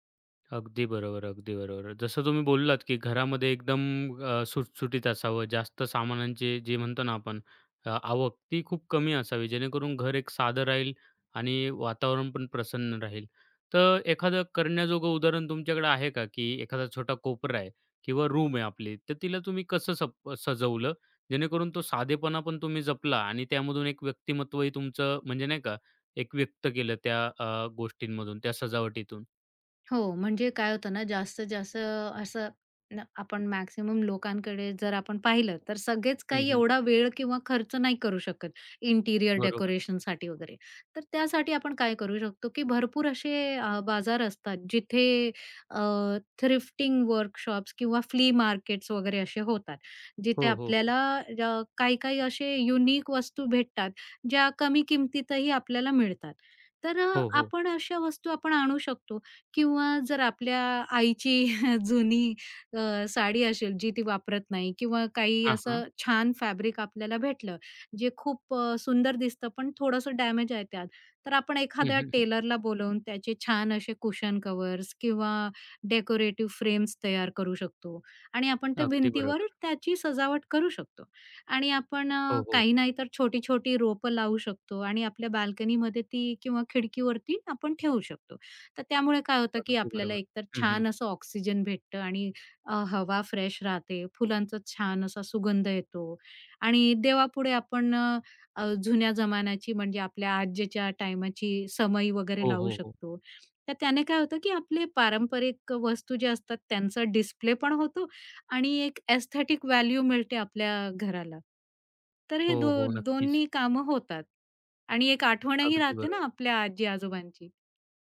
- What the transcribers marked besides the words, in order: tapping; in English: "रूम"; in English: "इंटिरियर"; in English: "थ्रिफ्टिंग"; in English: "फ्ली मार्केट्स"; in English: "युनिक"; chuckle; in English: "फॅब्रिक"; in English: "कुशन"; in English: "डेकोरेटिव फ्रेम्स"; in English: "फ्रेश"; in English: "एस्थेटिक व्हॅल्यू"; other background noise
- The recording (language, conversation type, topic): Marathi, podcast, घर सजावटीत साधेपणा आणि व्यक्तिमत्त्व यांचे संतुलन कसे साधावे?